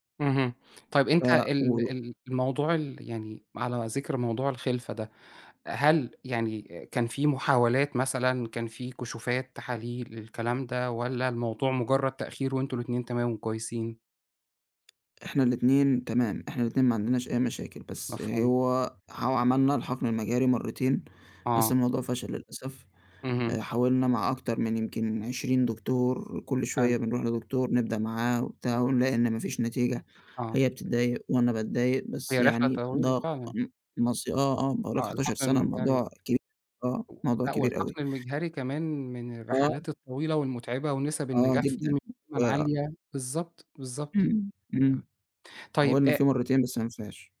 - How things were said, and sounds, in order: tapping; other noise
- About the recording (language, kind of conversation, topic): Arabic, advice, إزاي بتتعامل مع إحساس الذنب ولوم النفس بعد الانفصال؟